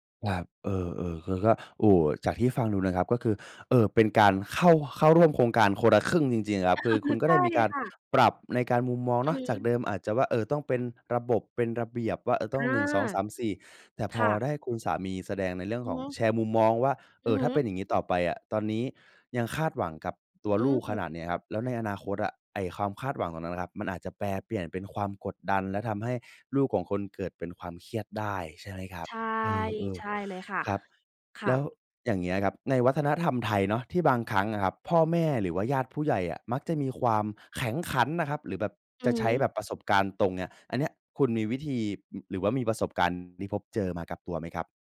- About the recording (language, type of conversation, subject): Thai, podcast, เวลาคุณกับคู่ของคุณมีความเห็นไม่ตรงกันเรื่องการเลี้ยงลูก คุณควรคุยกันอย่างไรให้หาทางออกร่วมกันได้?
- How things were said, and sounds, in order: laugh